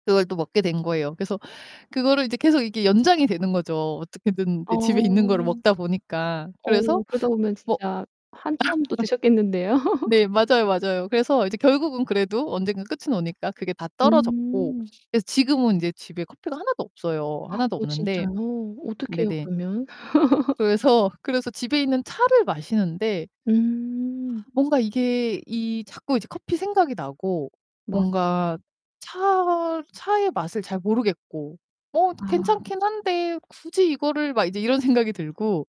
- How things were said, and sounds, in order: other background noise; laugh; gasp; laugh; distorted speech
- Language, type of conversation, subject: Korean, podcast, 평소 하던 루틴을 일부러 깨고 새로운 시도를 해본 경험이 있나요?